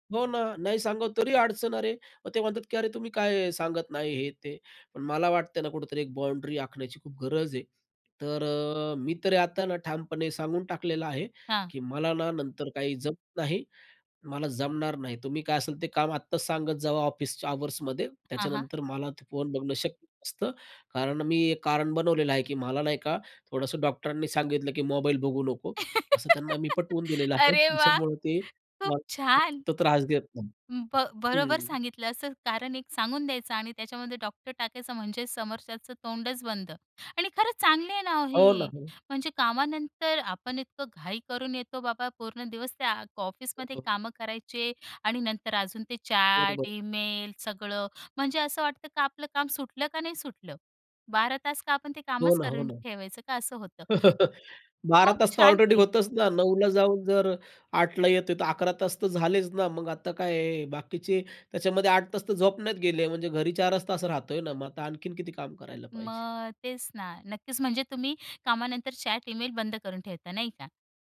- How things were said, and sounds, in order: other background noise; in English: "बाउंडरी"; tapping; in English: "अवर्समध्ये"; giggle; laughing while speaking: "अरे वाह! खूप छान"; unintelligible speech; in English: "चॅट"; laugh; in English: "चॅट"
- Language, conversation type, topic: Marathi, podcast, कामानंतर संदेश पाठवणं थांबवावं का, आणि याबाबत तुमचा नियम काय आहे?